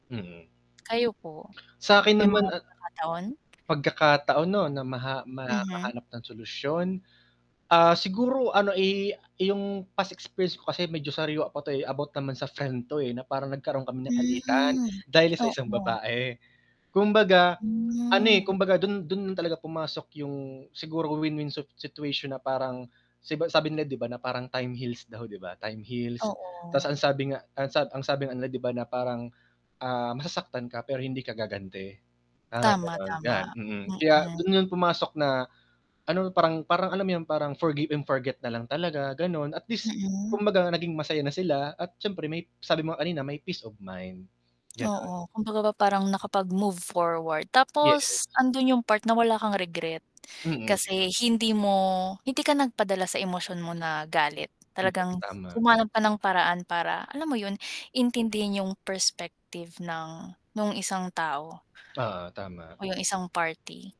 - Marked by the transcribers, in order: static; drawn out: "Hmm"; distorted speech; drawn out: "Hmm"; other background noise
- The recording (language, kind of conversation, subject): Filipino, unstructured, Paano ka naghahanap ng paraan para magkasundo kayo nang parehong nakikinabang kapag may hindi pagkakaunawaan?